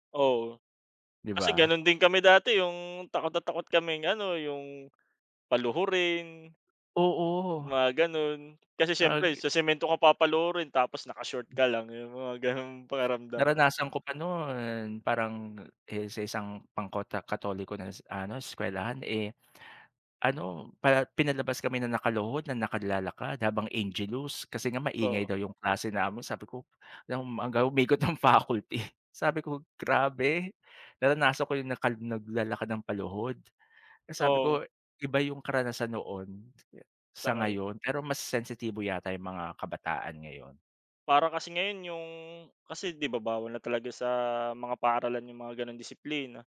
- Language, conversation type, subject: Filipino, unstructured, Bakit kaya maraming kabataan ang nawawalan ng interes sa pag-aaral?
- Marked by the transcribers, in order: laughing while speaking: "ng faculty"; tapping